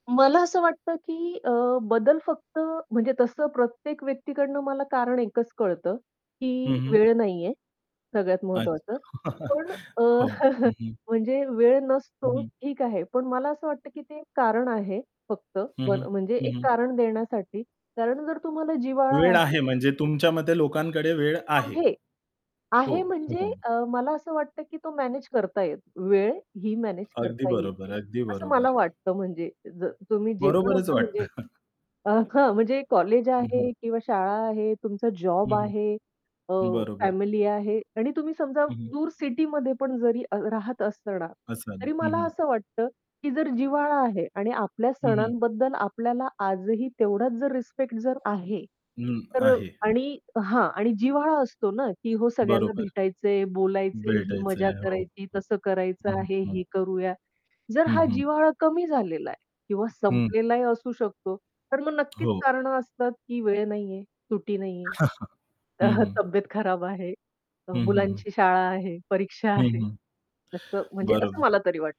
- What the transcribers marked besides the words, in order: static; other background noise; chuckle; unintelligible speech; distorted speech; laughing while speaking: "वाटतं"; tapping; chuckle
- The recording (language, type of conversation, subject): Marathi, podcast, परंपरा तुम्ही पुढच्या पिढीपर्यंत कशा पोहोचवता?